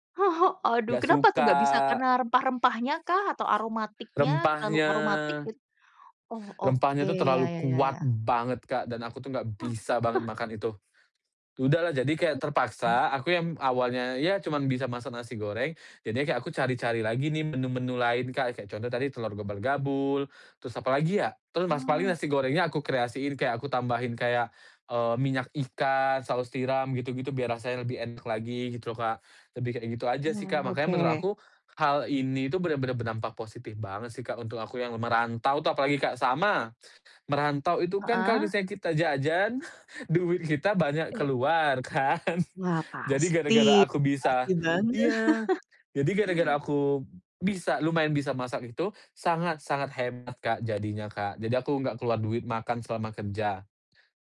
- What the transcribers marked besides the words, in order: chuckle; tapping; other background noise; stressed: "banget"; stressed: "bisa"; chuckle; chuckle; laughing while speaking: "kan"; chuckle
- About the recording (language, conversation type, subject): Indonesian, podcast, Bisakah kamu menceritakan momen pertama kali kamu belajar memasak sendiri?